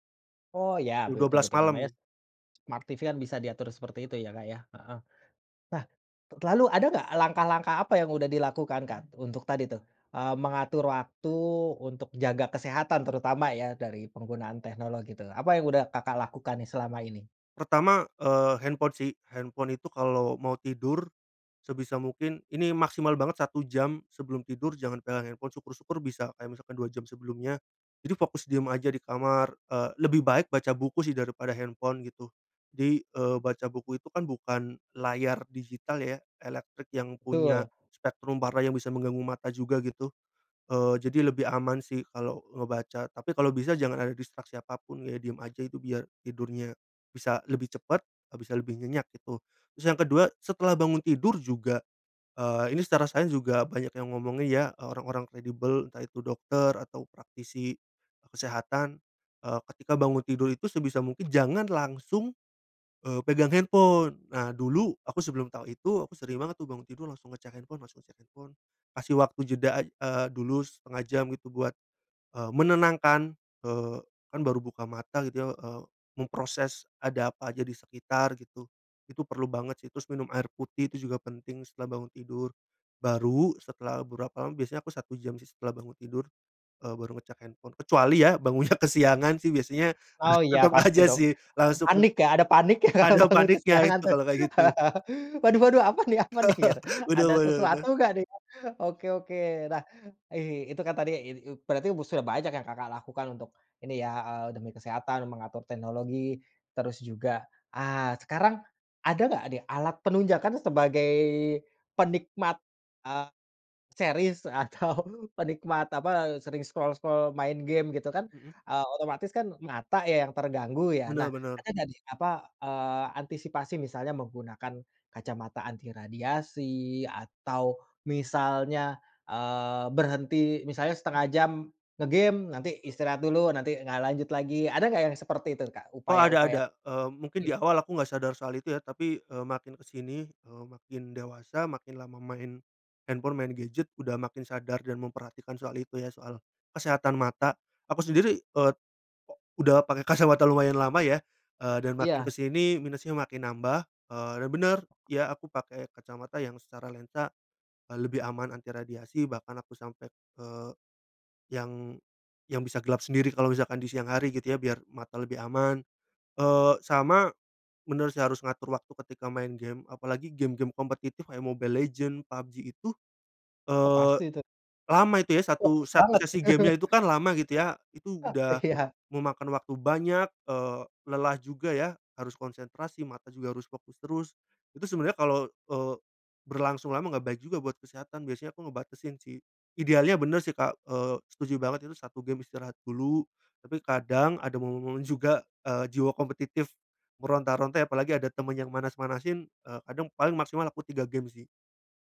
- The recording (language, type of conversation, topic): Indonesian, podcast, Apa saja trik sederhana untuk mengatur waktu penggunaan teknologi?
- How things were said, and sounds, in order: other background noise; in English: "smart TV"; laughing while speaking: "bangunnya"; chuckle; laughing while speaking: "aja"; laughing while speaking: "paniknya, kalau bangun kesiangan tuh"; laugh; laughing while speaking: "apa nih apa nih"; laugh; laughing while speaking: "atau"; in English: "scroll-scroll"; laughing while speaking: "kacamata"; tapping; laugh; laughing while speaking: "iya"